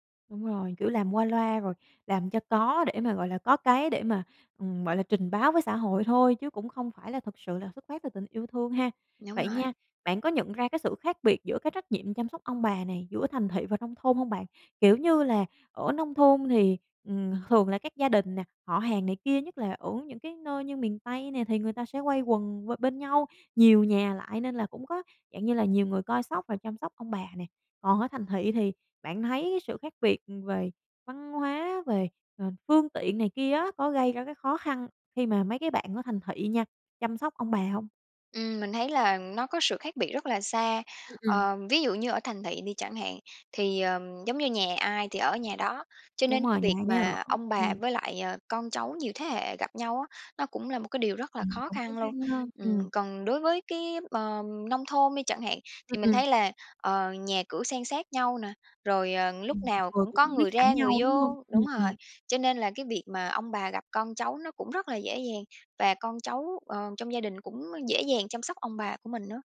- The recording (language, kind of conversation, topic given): Vietnamese, podcast, Bạn thấy trách nhiệm chăm sóc ông bà nên thuộc về thế hệ nào?
- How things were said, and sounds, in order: tapping